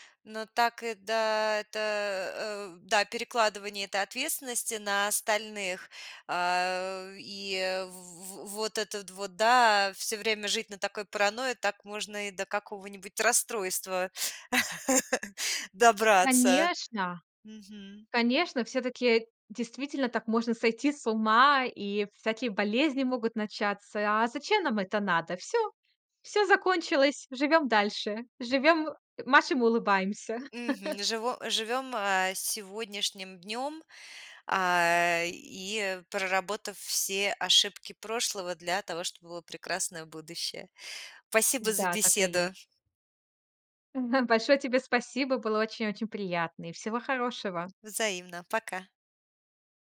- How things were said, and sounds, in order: chuckle; other background noise; chuckle; tapping
- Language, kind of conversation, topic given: Russian, podcast, Как перестать надолго застревать в сожалениях?
- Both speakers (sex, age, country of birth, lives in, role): female, 25-29, Russia, United States, guest; female, 40-44, Russia, United States, host